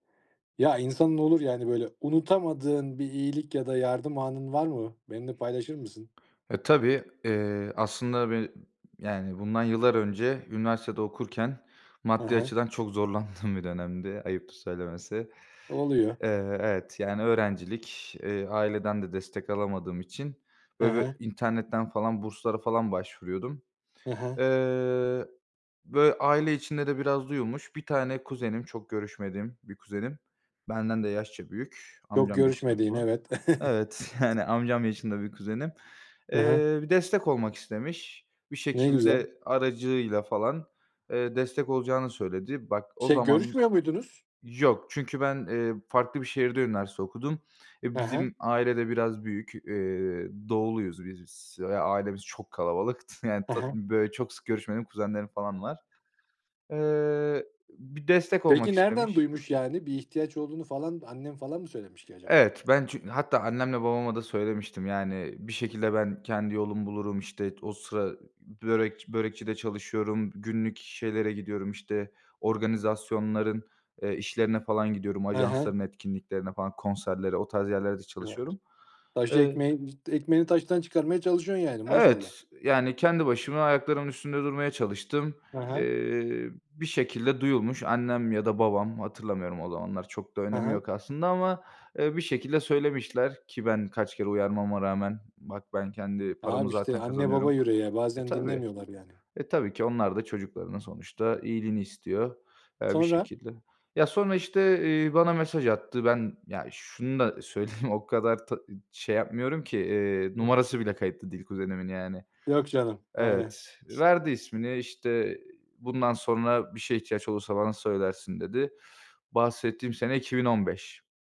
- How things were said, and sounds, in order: other background noise; laughing while speaking: "zorlandığım"; laughing while speaking: "yani"; chuckle; other noise; laughing while speaking: "söyleyeyim"
- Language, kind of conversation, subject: Turkish, podcast, Unutamadığın bir iyilik ya da yardım anını bizimle paylaşır mısın?